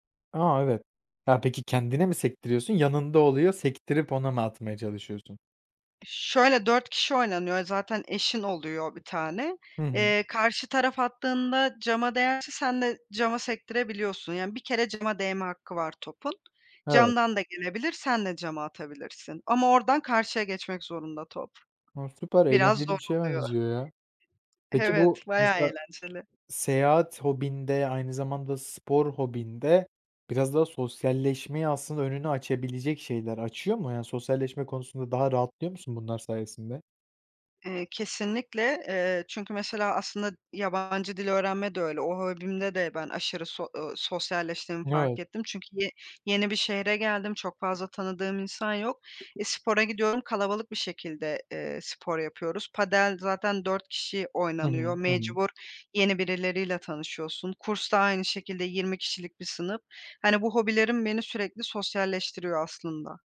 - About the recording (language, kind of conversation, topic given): Turkish, podcast, Hobiler günlük stresi nasıl azaltır?
- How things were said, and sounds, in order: tapping